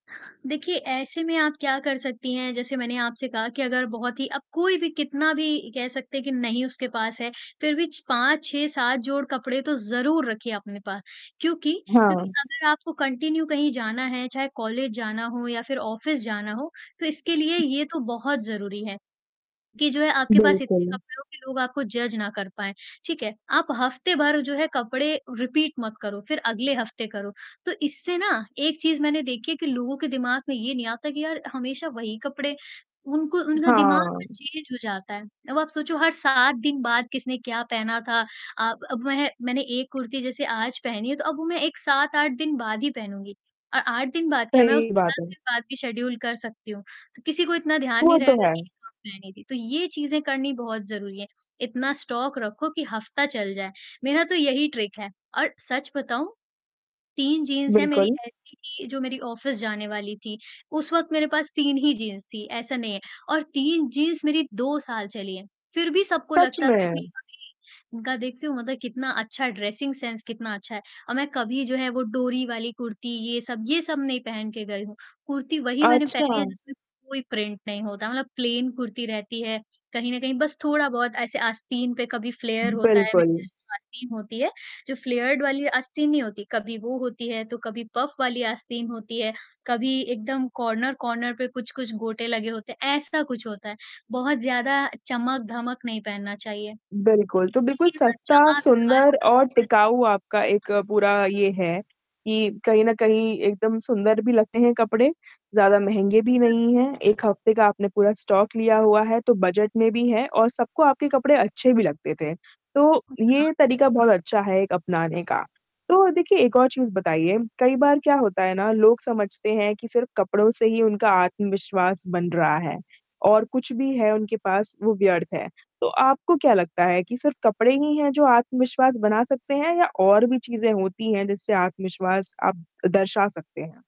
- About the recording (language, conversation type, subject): Hindi, podcast, क्या कपड़ों से आत्मविश्वास बढ़ता है—आपका अनुभव क्या कहता है?
- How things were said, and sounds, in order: static; distorted speech; other background noise; in English: "कंटिन्यू"; in English: "ऑस"; in English: "जज"; in English: "रिपीट"; in English: "चेंज"; in English: "शेड्यूल"; in English: "स्टॉक"; in English: "ट्रिक"; in English: "ऑफ़िस"; in English: "ड्रेसिंग सेंस"; in English: "प्रिंट"; in English: "प्लेन"; in English: "फ़्लेयर"; unintelligible speech; in English: "फ़्लेयर्ड"; in English: "पफ़"; in English: "कॉर्नर-कॉर्नर"; in English: "स्टॉक"; unintelligible speech; tapping